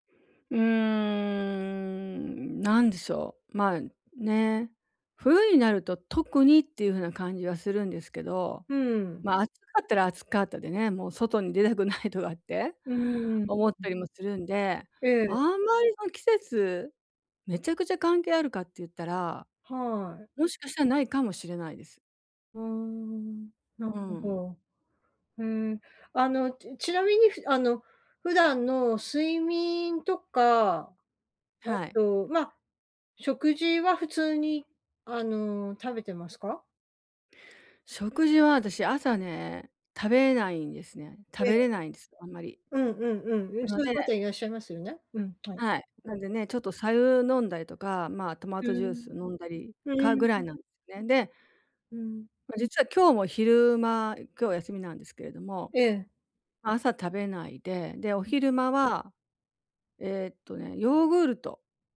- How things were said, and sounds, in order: unintelligible speech; tapping
- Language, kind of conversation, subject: Japanese, advice, やる気が出ないとき、どうすれば一歩を踏み出せますか？